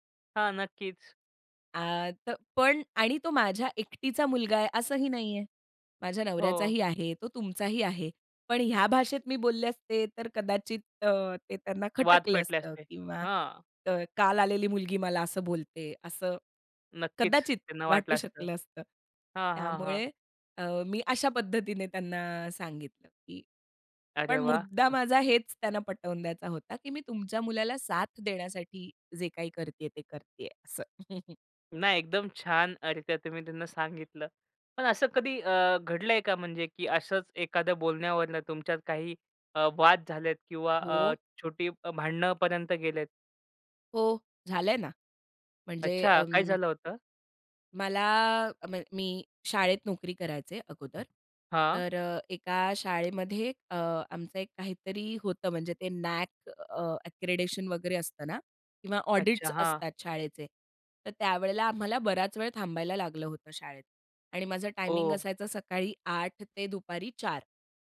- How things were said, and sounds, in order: chuckle; in English: "अक्रेडिशन"; in English: "ऑडिट्स"
- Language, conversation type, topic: Marathi, podcast, सासरकडील अपेक्षा कशा हाताळाल?